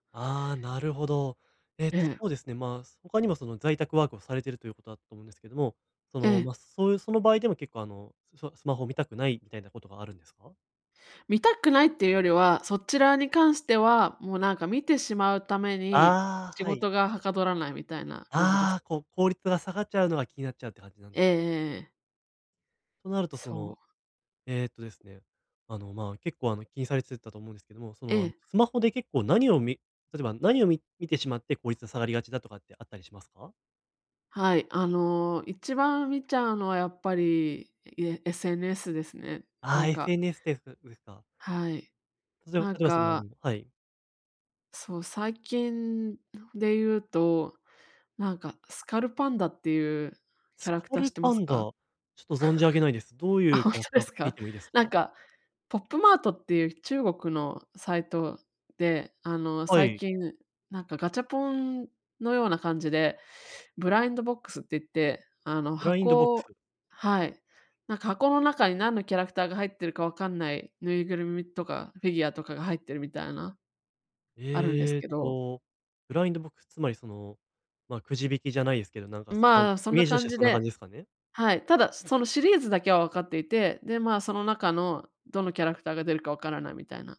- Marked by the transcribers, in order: other background noise; chuckle
- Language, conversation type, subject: Japanese, advice, 集中したい時間にスマホや通知から距離を置くには、どう始めればよいですか？